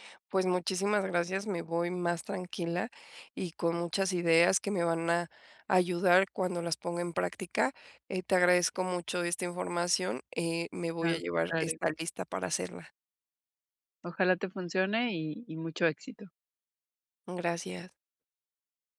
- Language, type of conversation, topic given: Spanish, advice, ¿Cómo puedo mantener mi motivación en el trabajo cuando nadie reconoce mis esfuerzos?
- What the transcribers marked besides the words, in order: none